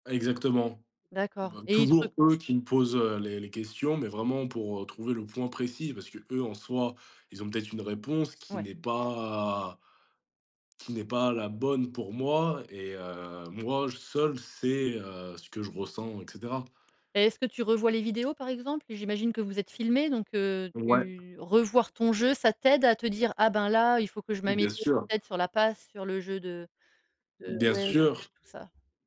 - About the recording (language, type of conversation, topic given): French, podcast, Comment fais-tu pour tourner la page après un gros raté ?
- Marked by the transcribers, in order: none